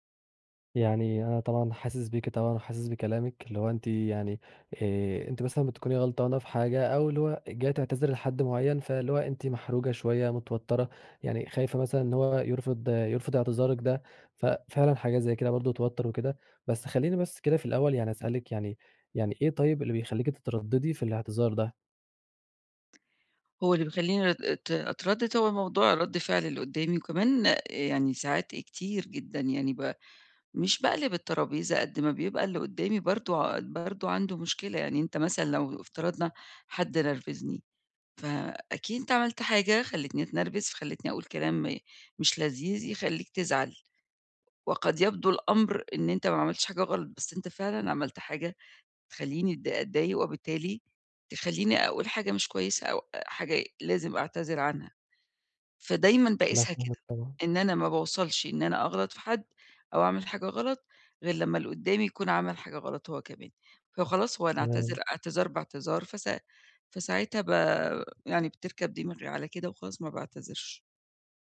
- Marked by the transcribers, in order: tapping
- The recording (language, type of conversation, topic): Arabic, advice, إزاي أقدر أعتذر بصدق وأنا حاسس بخجل أو خايف من رد فعل اللي قدامي؟